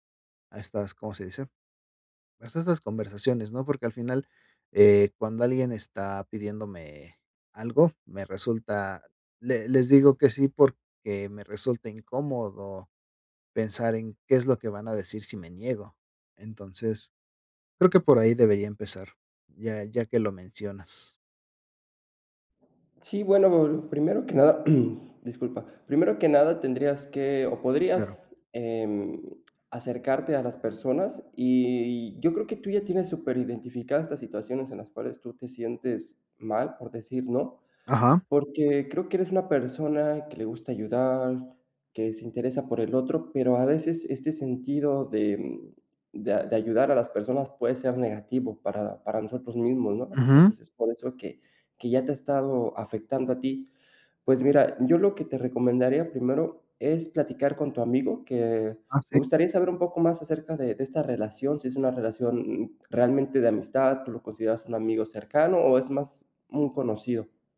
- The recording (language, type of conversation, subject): Spanish, advice, ¿Cómo puedo aprender a decir no y evitar distracciones?
- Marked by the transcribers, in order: other background noise; unintelligible speech; throat clearing